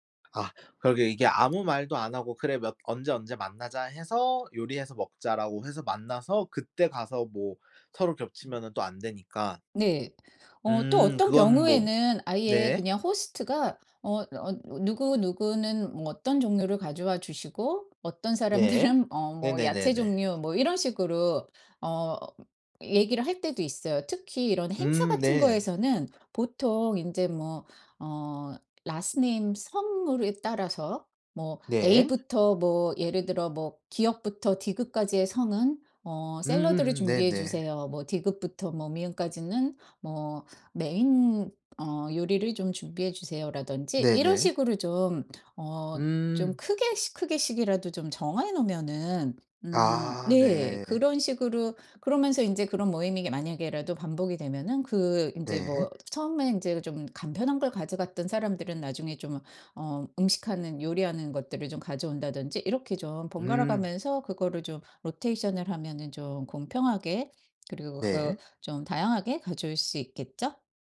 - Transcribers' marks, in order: tapping; other background noise; laughing while speaking: "사람들은"; put-on voice: "라스트 네임"; in English: "라스트 네임"; in English: "로테이션을"
- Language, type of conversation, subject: Korean, podcast, 간단히 나눠 먹기 좋은 음식 추천해줄래?